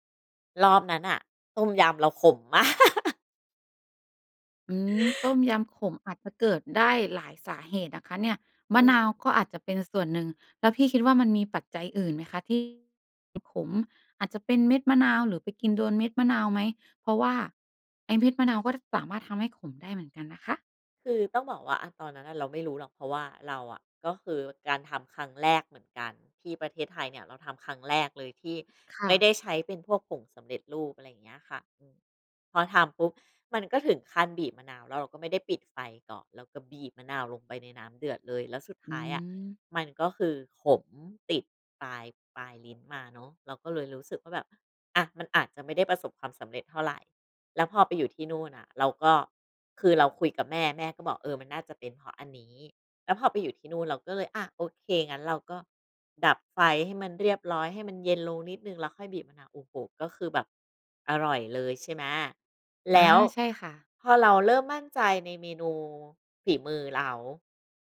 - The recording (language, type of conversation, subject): Thai, podcast, อาหารช่วยให้คุณปรับตัวได้อย่างไร?
- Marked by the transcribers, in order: laugh